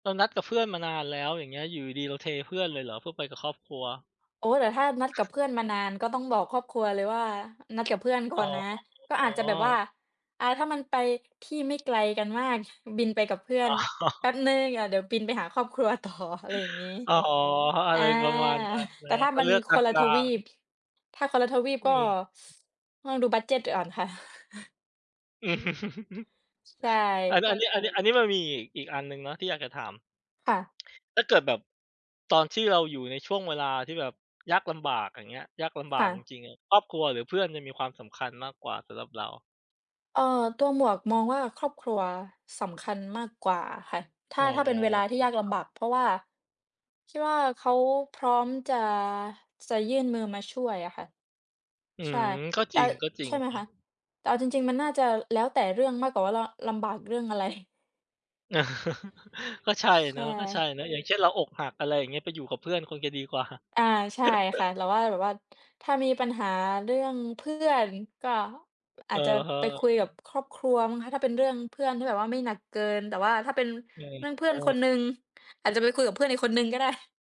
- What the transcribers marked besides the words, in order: other background noise; tapping; laughing while speaking: "อ๋อ"; laughing while speaking: "ต่อ"; chuckle; chuckle; laughing while speaking: "อะไร ?"; chuckle; chuckle
- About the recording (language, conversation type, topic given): Thai, unstructured, ถ้าคุณต้องเลือกระหว่างเพื่อนกับครอบครัว คุณจะตัดสินใจอย่างไร?